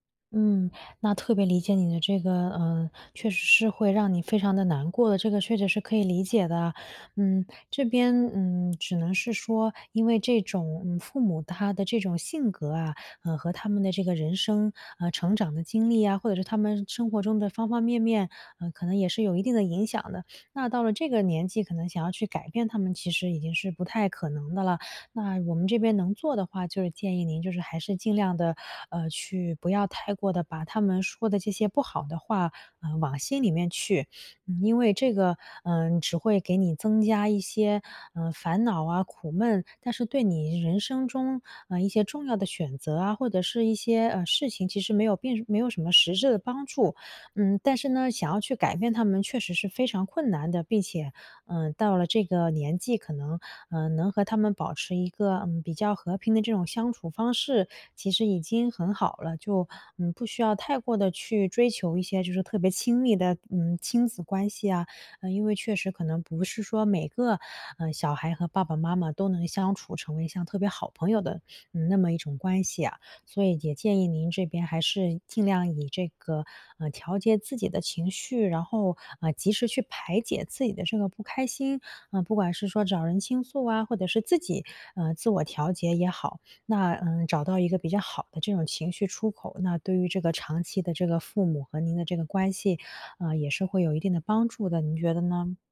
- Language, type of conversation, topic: Chinese, advice, 我怎样在变化中保持心理韧性和自信？
- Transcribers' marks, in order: sniff; sniff; other background noise